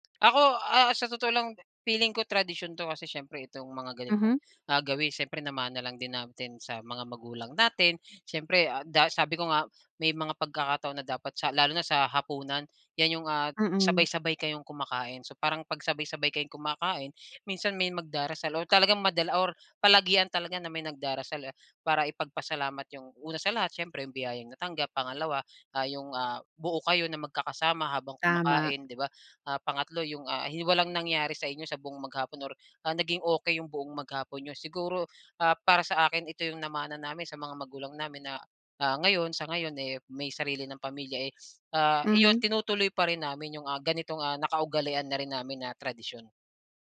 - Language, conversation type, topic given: Filipino, podcast, Ano ang kahalagahan sa inyo ng pagdarasal bago kumain?
- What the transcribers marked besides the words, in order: other background noise